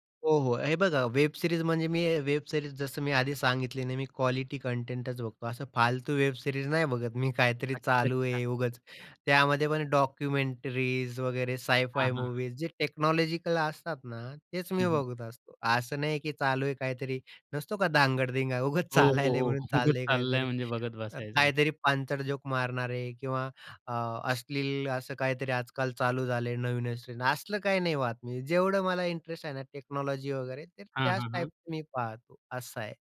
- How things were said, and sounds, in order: in English: "वेब सीरीज"; in English: "वेब सीरीज"; tapping; in English: "वेब सीरीज"; in English: "डॉक्युमेंटरीज"; in English: "टेक्नॉलॉजिकल"; laughing while speaking: "चालायला"; in English: "टेक्नॉलॉजी"
- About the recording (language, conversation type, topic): Marathi, podcast, तुम्ही रोज साधारण किती वेळ फोन वापरता, आणि त्याबद्दल तुम्हाला काय वाटतं?